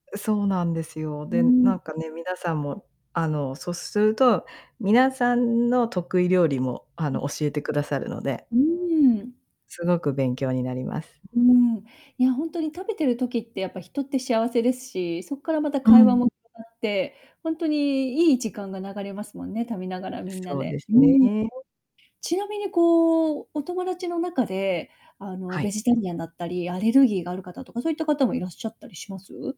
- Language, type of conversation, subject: Japanese, podcast, 友達にふるまうときの得意料理は何ですか？
- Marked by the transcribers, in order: distorted speech; other background noise; unintelligible speech; "食べながら" said as "たみながら"